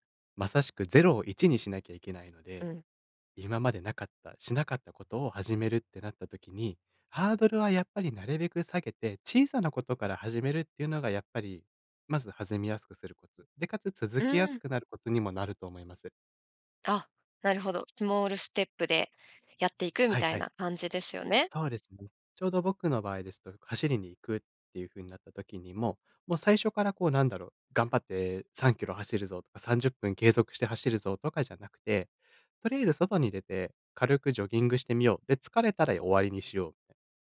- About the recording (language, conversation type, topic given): Japanese, podcast, 習慣を身につけるコツは何ですか？
- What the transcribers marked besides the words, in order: none